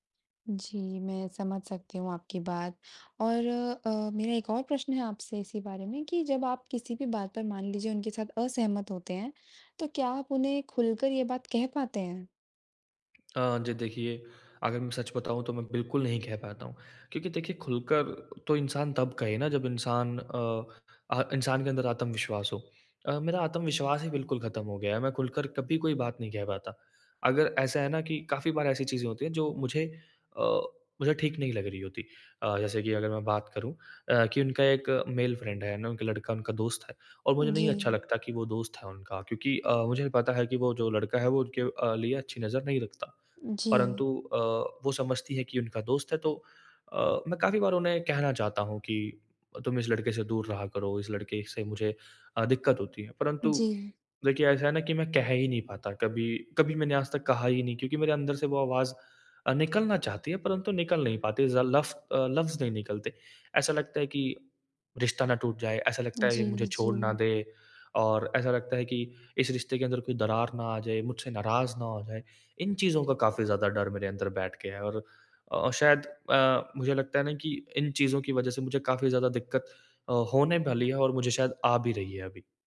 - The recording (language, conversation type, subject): Hindi, advice, अपने रिश्ते में आत्म-सम्मान और आत्मविश्वास कैसे बढ़ाऊँ?
- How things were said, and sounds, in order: in English: "मेल फ्रेंड"